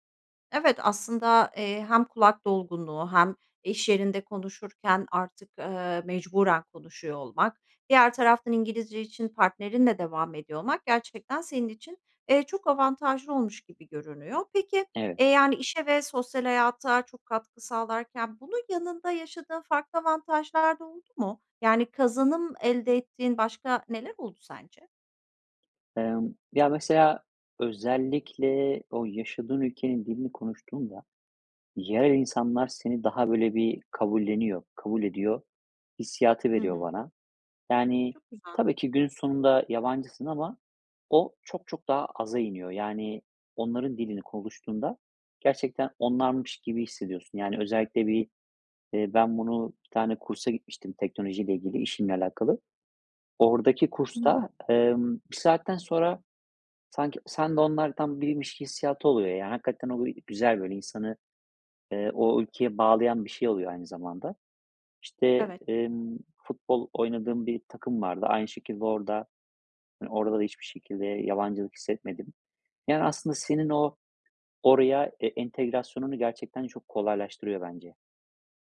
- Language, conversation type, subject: Turkish, podcast, İki dili bir arada kullanmak sana ne kazandırdı, sence?
- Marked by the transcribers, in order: other background noise